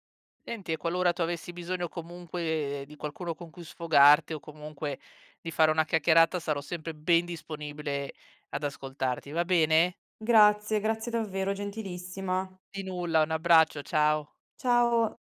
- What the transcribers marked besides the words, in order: none
- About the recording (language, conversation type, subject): Italian, advice, Come ti senti quando ti senti escluso durante gli incontri di gruppo?